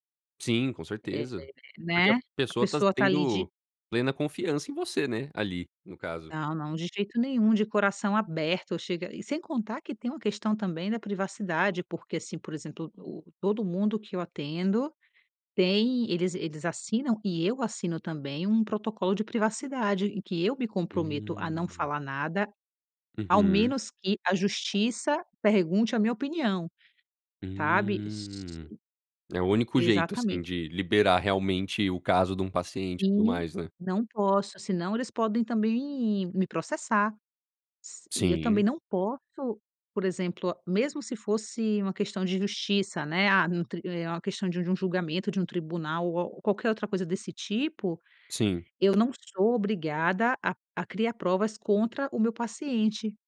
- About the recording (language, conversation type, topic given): Portuguese, podcast, Como você equilibra o lado pessoal e o lado profissional?
- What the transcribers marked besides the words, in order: none